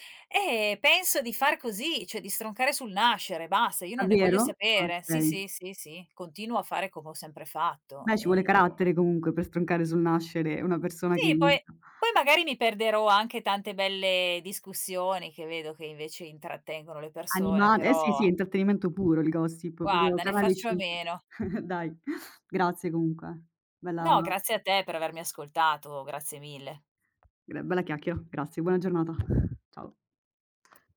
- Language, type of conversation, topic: Italian, advice, Come posso gestire pettegolezzi e malintesi all’interno del gruppo?
- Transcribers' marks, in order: "cioè" said as "ceh"; tapping; unintelligible speech; chuckle; other background noise